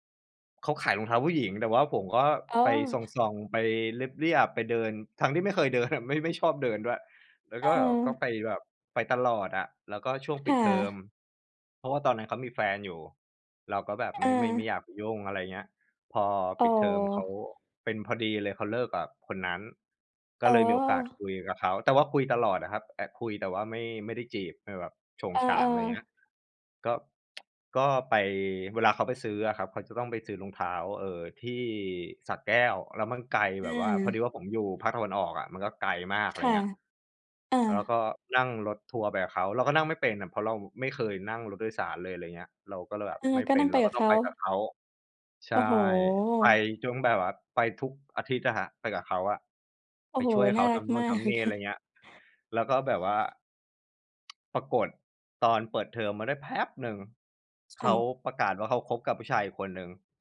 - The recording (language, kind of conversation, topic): Thai, unstructured, เคยมีเหตุการณ์อะไรในวัยเด็กที่คุณอยากเล่าให้คนอื่นฟังไหม?
- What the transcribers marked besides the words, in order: other background noise; tsk; chuckle; tsk